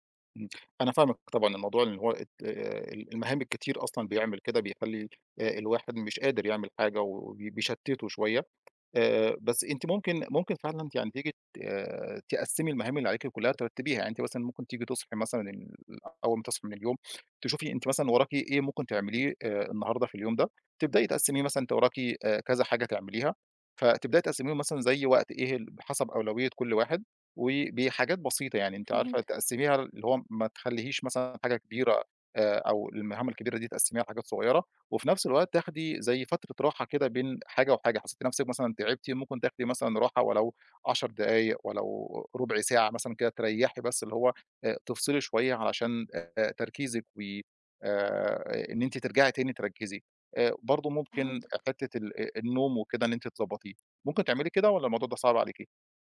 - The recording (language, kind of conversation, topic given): Arabic, advice, إزاي أقدر أركّز وأنا تحت ضغوط يومية؟
- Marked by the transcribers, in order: tapping; "تخلّيش" said as "تخلّيهيش"